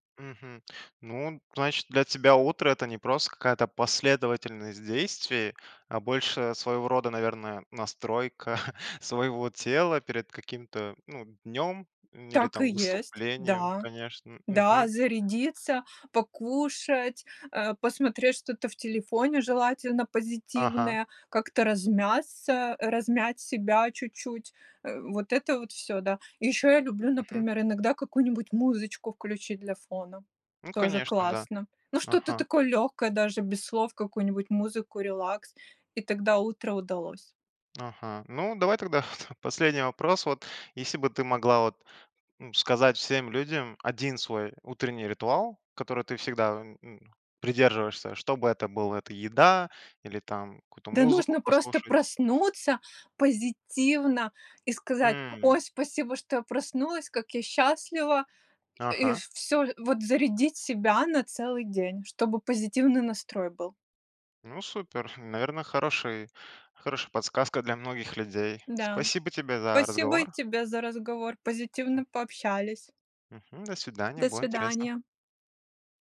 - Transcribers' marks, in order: chuckle; tapping; other background noise; chuckle; other noise; chuckle
- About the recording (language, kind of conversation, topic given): Russian, podcast, Как начинается твой обычный день?